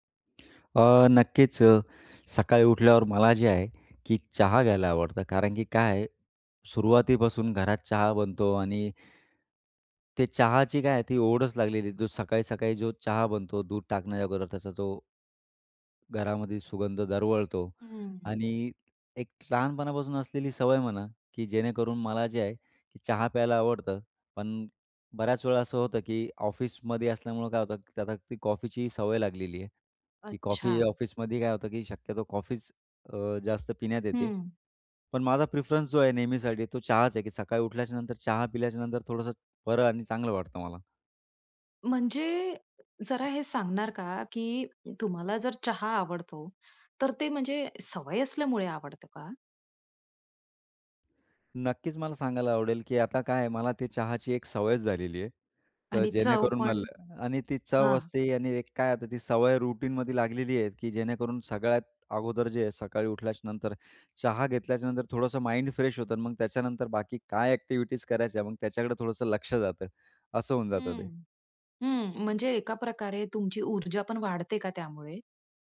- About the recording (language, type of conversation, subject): Marathi, podcast, सकाळी तुम्ही चहा घ्यायला पसंत करता की कॉफी, आणि का?
- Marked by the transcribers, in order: other background noise; in English: "प्रीफरन्स"; in English: "रूटीनमध्ये"; in English: "माइंड फ्रेश"; in English: "एक्टिविटीज"